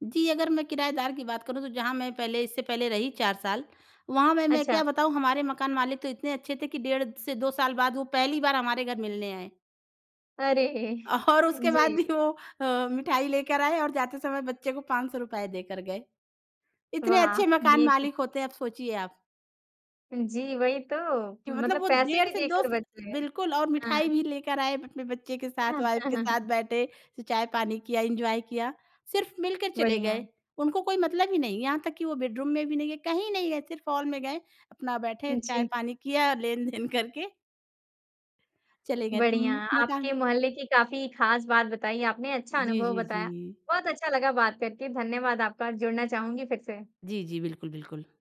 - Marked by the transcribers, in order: laughing while speaking: "अरे!"; laughing while speaking: "और"; laughing while speaking: "भी"; in English: "वाइफ़"; chuckle; in English: "एन्जॉय"; in English: "बेडरूम"; laughing while speaking: "लेन-देन"
- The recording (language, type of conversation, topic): Hindi, podcast, आपके मोहल्ले की सबसे खास बात क्या है?